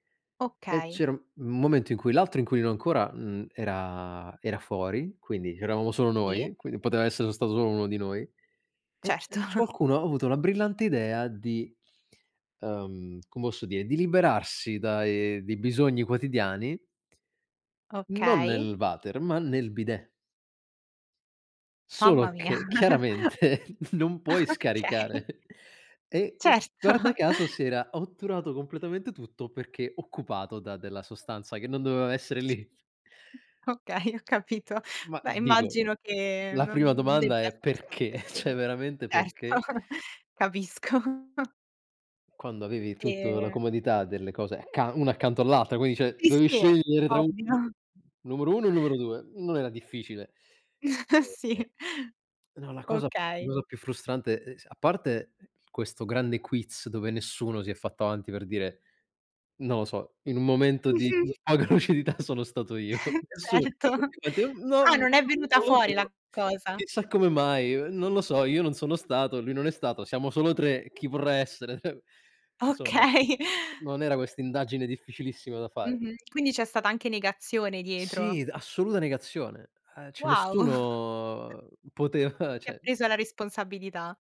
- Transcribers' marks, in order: chuckle; other background noise; chuckle; laughing while speaking: "Okay. Certo"; chuckle; laughing while speaking: "ceh"; "cioè" said as "ceh"; chuckle; "cioè" said as "ceh"; unintelligible speech; chuckle; tapping; laughing while speaking: "Mh-mh"; laughing while speaking: "poca lucidità, sono stato io"; chuckle; laughing while speaking: "Certo"; unintelligible speech; laughing while speaking: "ceh"; "Cioè" said as "ceh"; laughing while speaking: "Okay"; laughing while speaking: "Wow"; "cioè" said as "ceh"; drawn out: "nessuno"; "cioè" said as "ceh"
- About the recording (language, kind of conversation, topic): Italian, podcast, Come vi organizzate per dividervi le responsabilità domestiche e le faccende in casa?